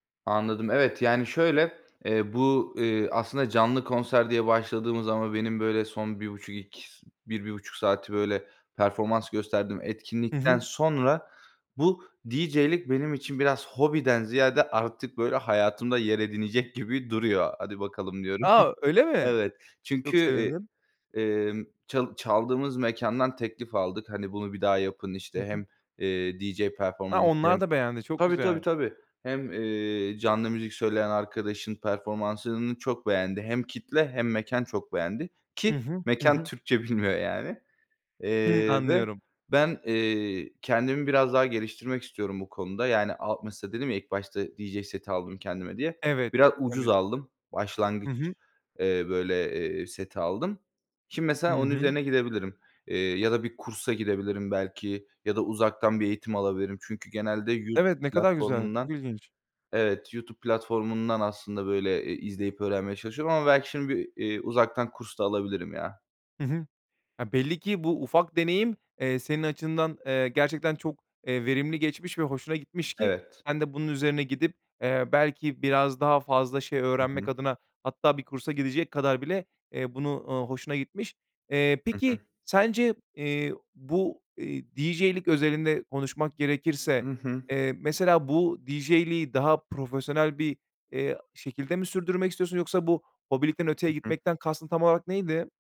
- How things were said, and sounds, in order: tapping; giggle; laughing while speaking: "bilmiyor"; other noise
- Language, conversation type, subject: Turkish, podcast, Canlı bir konserde seni gerçekten değiştiren bir an yaşadın mı?